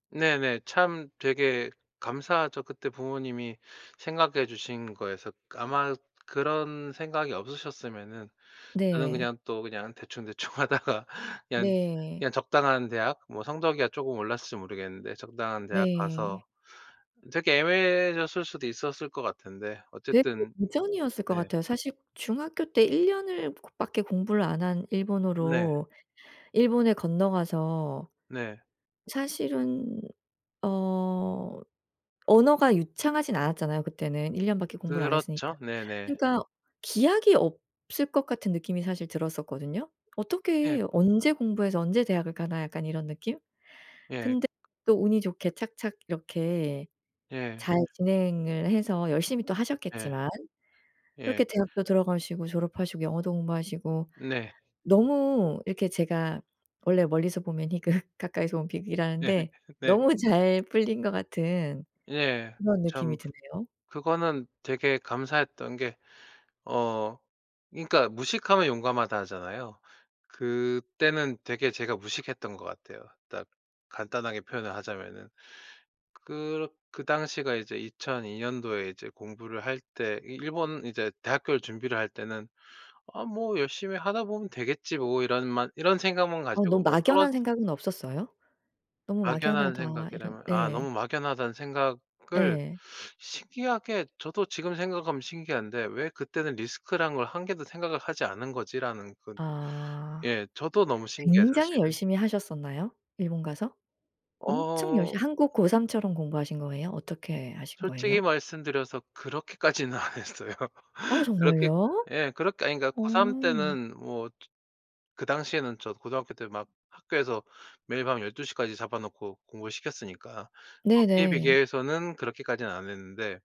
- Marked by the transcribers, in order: laughing while speaking: "대충 대충하다가"; other background noise; laughing while speaking: "희극"; laugh; laughing while speaking: "너무"; laugh; laughing while speaking: "안 했어요"; laugh
- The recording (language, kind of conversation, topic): Korean, podcast, 인생에서 가장 큰 전환점은 언제였나요?